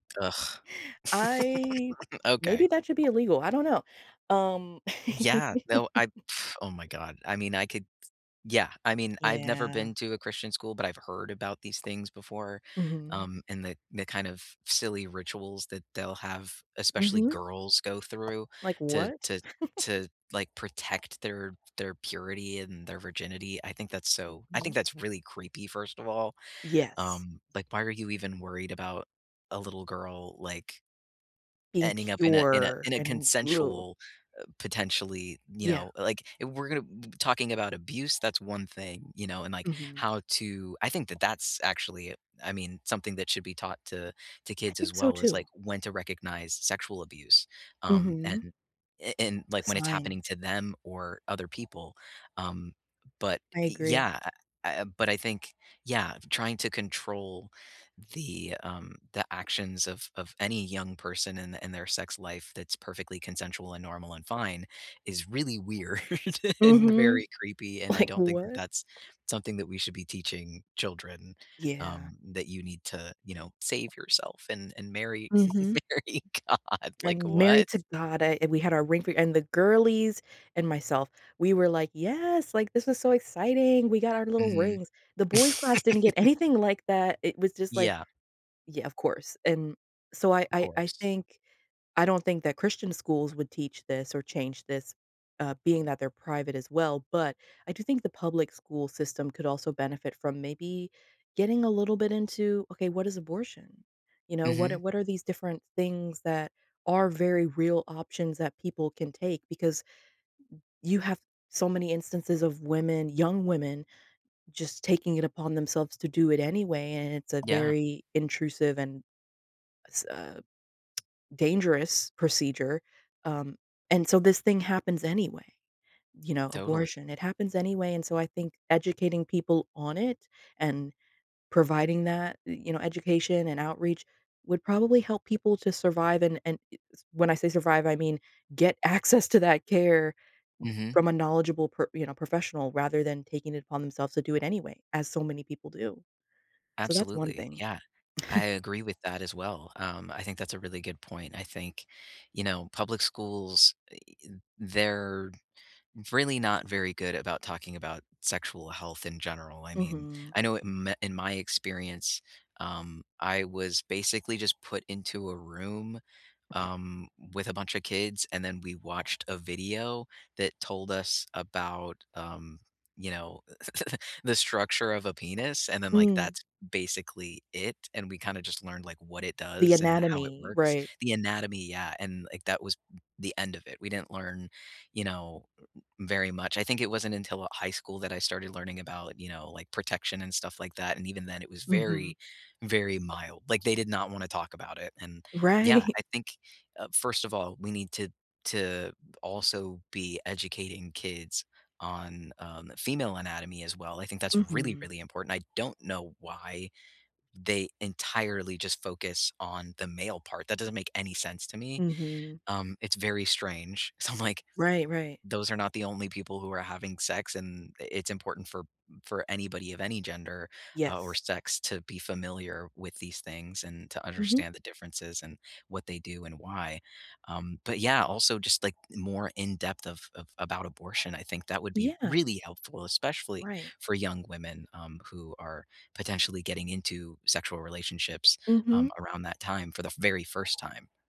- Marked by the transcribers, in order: laugh; tapping; blowing; chuckle; giggle; other noise; laugh; laughing while speaking: "Like"; laughing while speaking: "marry God"; other background noise; laugh; tsk; chuckle; chuckle; laughing while speaking: "Right"; laughing while speaking: "So, I'm"; stressed: "really"; "especially" said as "especifally"
- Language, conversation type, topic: English, unstructured, What health skills should I learn in school to help me later?